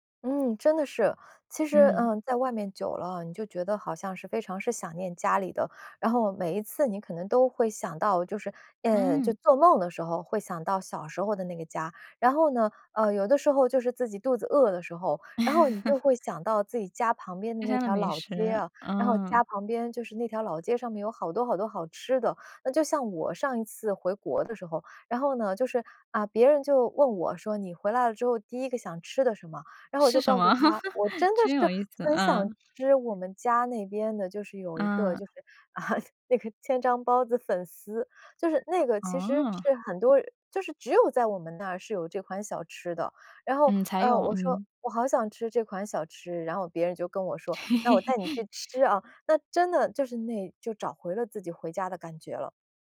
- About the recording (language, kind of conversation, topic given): Chinese, podcast, 哪个地方会让你瞬间感觉像回到家一样？
- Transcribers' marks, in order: laugh; other background noise; tapping; laugh; laughing while speaking: "啊"; laugh